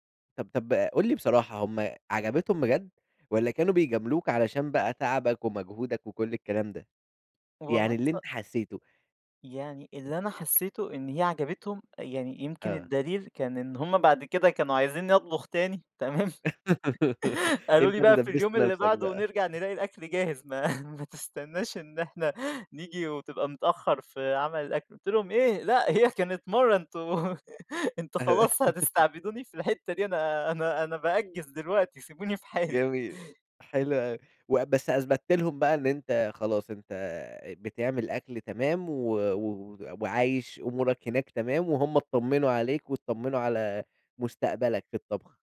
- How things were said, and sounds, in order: laughing while speaking: "تمام"; laugh; laughing while speaking: "ما"; laughing while speaking: "أنتم"; laugh; tapping; laughing while speaking: "في حالي"; laugh
- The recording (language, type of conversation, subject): Arabic, podcast, احكيلنا عن أول مرة طبخت فيها لحد بتحبه؟